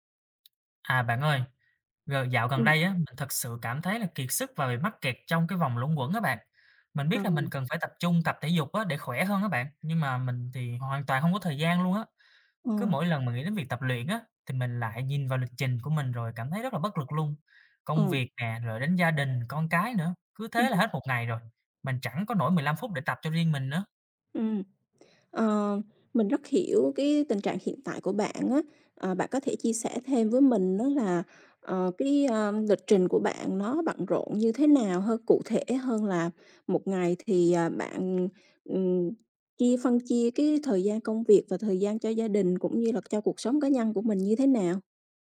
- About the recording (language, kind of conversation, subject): Vietnamese, advice, Làm sao để sắp xếp thời gian tập luyện khi bận công việc và gia đình?
- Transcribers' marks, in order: tapping; other background noise